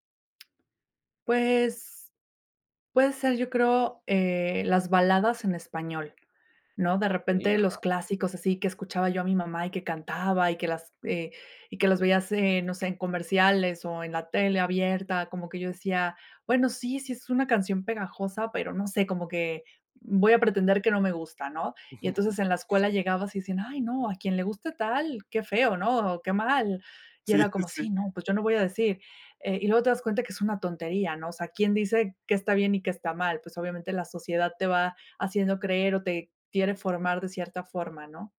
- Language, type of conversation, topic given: Spanish, podcast, ¿Qué te llevó a explorar géneros que antes rechazabas?
- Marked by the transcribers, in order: chuckle